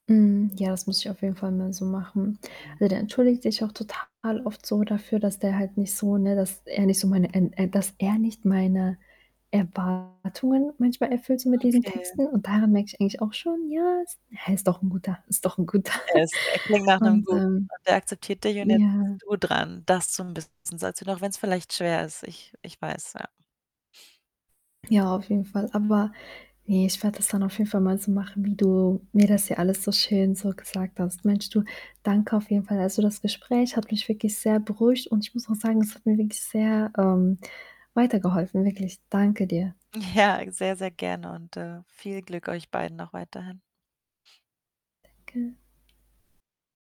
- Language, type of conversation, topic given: German, advice, Wie finde ich heraus, ob mein Partner meine Werte teilt?
- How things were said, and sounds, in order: static; distorted speech; other background noise; unintelligible speech; put-on voice: "ja"; laughing while speaking: "Guter"; snort; unintelligible speech; laughing while speaking: "Ja"